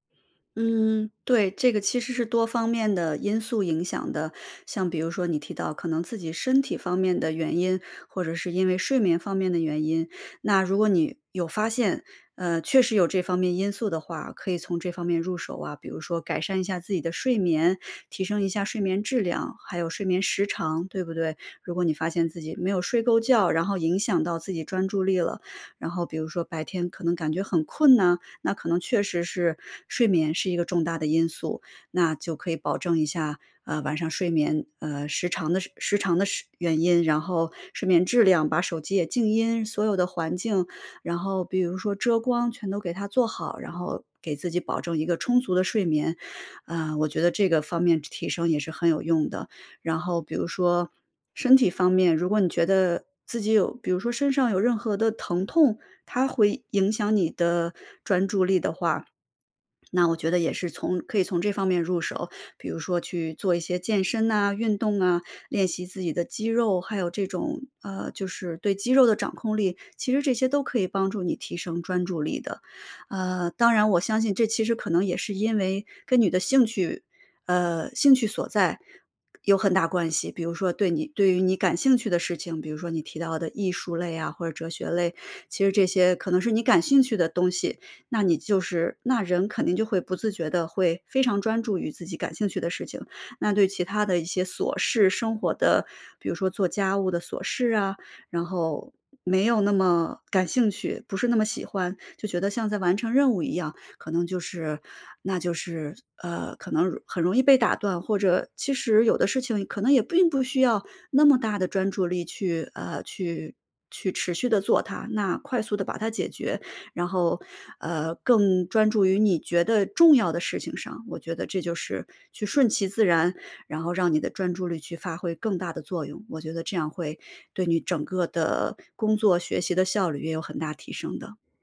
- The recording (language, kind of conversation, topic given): Chinese, advice, 为什么我总是频繁被打断，难以进入专注状态？
- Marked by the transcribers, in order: other background noise; swallow